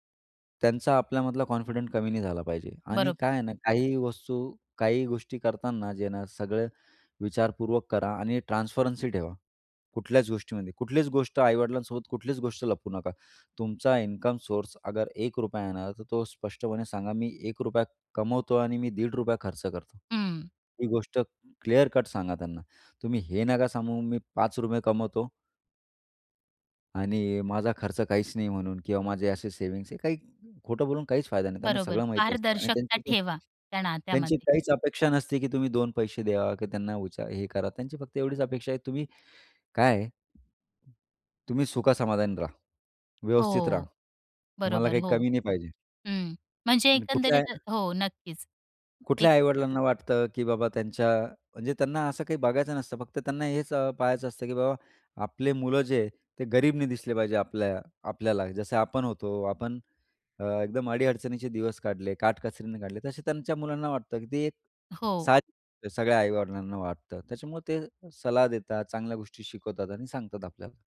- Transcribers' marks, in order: in English: "कॉन्फिडंट"; in English: "ट्रान्स्परन्सी"; in English: "इन्कम सोर्स"; in English: "क्लियर कट"; in English: "सेव्हिंग्स"; in Arabic: "صلاح"
- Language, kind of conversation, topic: Marathi, podcast, तुमच्या आयुष्यातला मुख्य आधार कोण आहे?